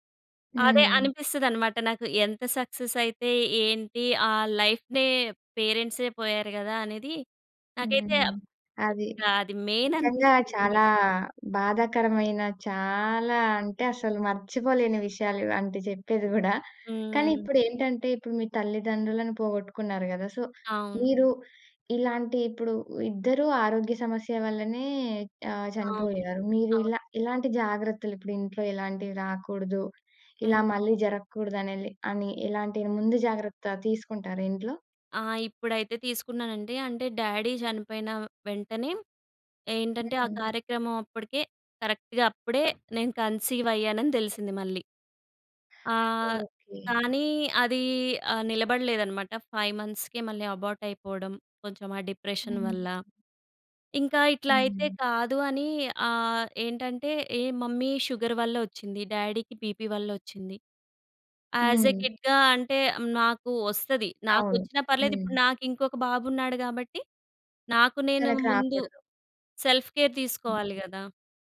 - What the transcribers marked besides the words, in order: in English: "సక్సెస్"; in English: "లైఫ్‌నే"; in English: "మెయిన్"; in English: "సో"; in English: "డ్యాడీ"; in English: "కరెక్ట్‌గా"; in English: "కన్సీవ్"; in English: "ఫైవ్"; in English: "అబార్ట్"; in English: "డిప్రెషన్"; tapping; in English: "మమ్మీ షుగర్"; in English: "డ్యాడీకి బీపీ"; in English: "యాస్ ఏ కిడ్‌గా"; in English: "సెల్ఫ్ కేర్"; other noise
- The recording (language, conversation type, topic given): Telugu, podcast, మీ జీవితంలో ఎదురైన ఒక ముఖ్యమైన విఫలత గురించి చెబుతారా?